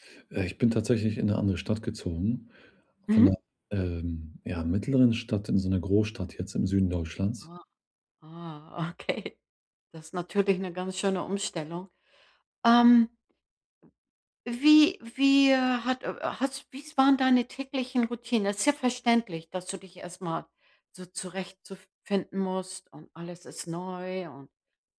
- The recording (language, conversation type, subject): German, advice, Wie kann ich beim Umzug meine Routinen und meine Identität bewahren?
- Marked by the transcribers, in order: laughing while speaking: "okay"